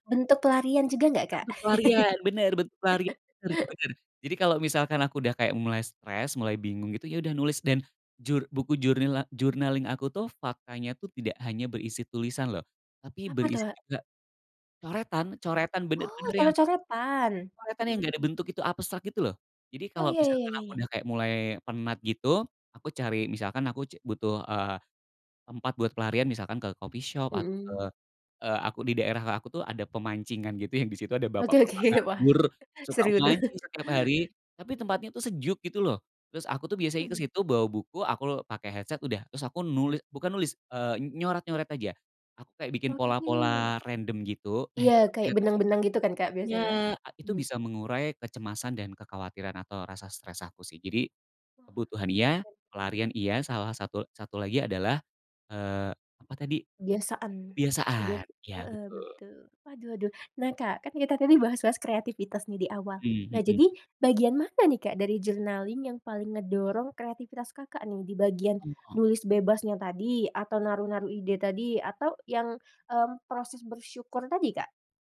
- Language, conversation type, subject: Indonesian, podcast, Apa kebiasaan kecil yang membuat kreativitasmu terus berkembang?
- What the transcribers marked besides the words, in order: laugh; in English: "journaling"; in English: "coffee shop"; laughing while speaking: "oke"; chuckle; in English: "headset"; other background noise; in English: "journaling"